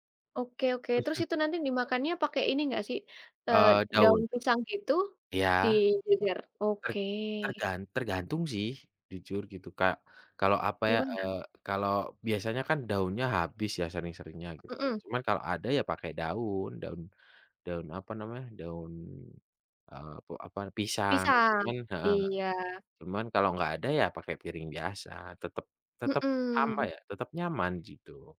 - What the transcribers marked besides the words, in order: chuckle
- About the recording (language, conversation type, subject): Indonesian, unstructured, Apa pengalaman paling berkesan yang pernah kamu alami saat makan bersama teman?